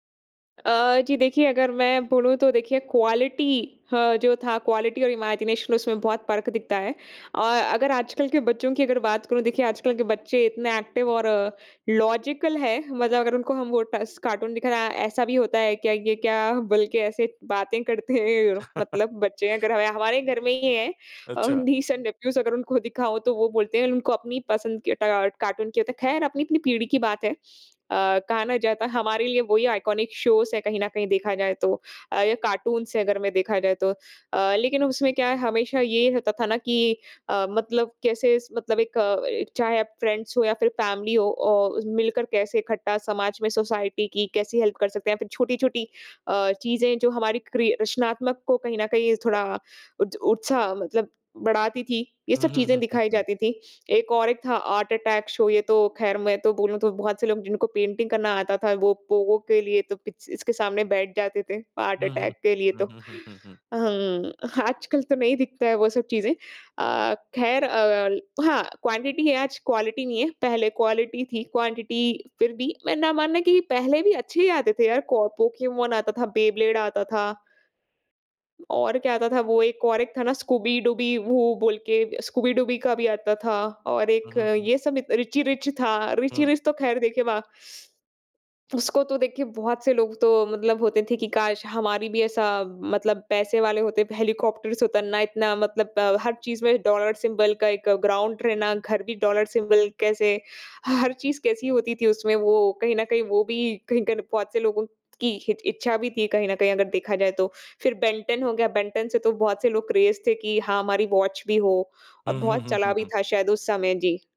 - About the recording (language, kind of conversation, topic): Hindi, podcast, बचपन में आपको कौन-सा कार्टून या टेलीविज़न कार्यक्रम सबसे ज़्यादा पसंद था?
- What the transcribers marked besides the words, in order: in English: "क्वालिटी"; in English: "क्वालिटी"; in English: "इमेजिनेशन"; in English: "एक्टिव"; in English: "लॉजिकल"; chuckle; laughing while speaking: "हैं"; laughing while speaking: "अ, नीस एंड नेफ्यूज़ अगर उनको दिखाओ तो"; in English: "नीस एंड नेफ्यूज़"; in English: "आइकॉनिक शोज़"; in English: "फ्रेंड्स"; in English: "फैमिली"; in English: "सोसाइटी"; in English: "हेल्प"; in English: "पेंटिंग"; yawn; in English: "क्वांटिटी"; in English: "क्वालिटी"; in English: "क्वालिटी"; in English: "क्वांटिटी"; in English: "सिंबल"; in English: "ग्राउंड"; in English: "सिंबल"; unintelligible speech; in English: "क्रेज़"; in English: "वॉच"